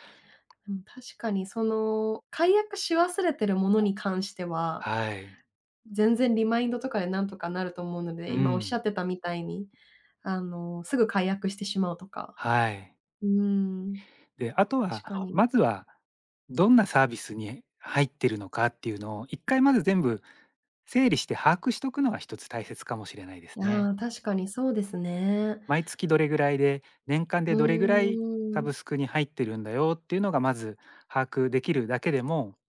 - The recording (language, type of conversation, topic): Japanese, advice, サブスクや固定費が増えすぎて解約できないのですが、どうすれば減らせますか？
- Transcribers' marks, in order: other background noise; in English: "リマインド"; drawn out: "うーん"